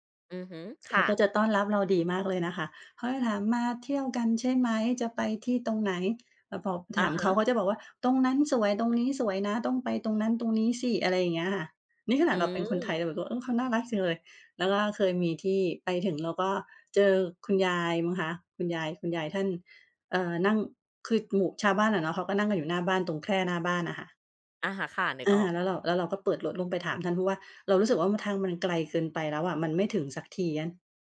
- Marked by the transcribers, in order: lip smack
- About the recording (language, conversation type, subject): Thai, podcast, คุณเคยเจอคนใจดีช่วยเหลือระหว่างเดินทางไหม เล่าให้ฟังหน่อย?